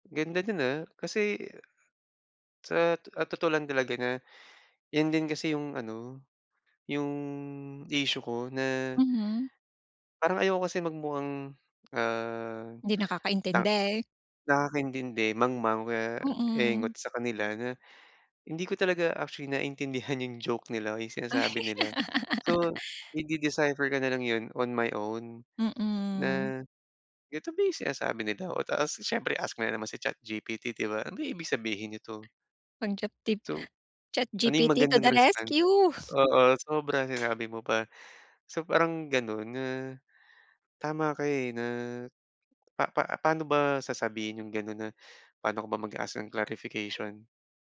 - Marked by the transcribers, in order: tapping; wind; chuckle; other background noise; in English: "clarification?"
- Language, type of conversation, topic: Filipino, advice, Paano ako magtatakda ng hangganan sa trabaho nang maayos nang hindi nasasaktan ang iba?